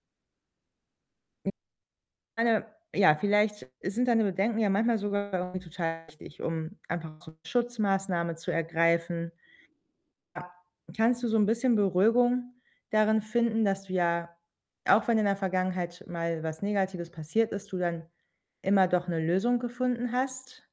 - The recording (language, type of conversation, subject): German, advice, Wie kann ich verhindern, dass Angst meinen Alltag bestimmt und mich definiert?
- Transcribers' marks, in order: static; unintelligible speech; distorted speech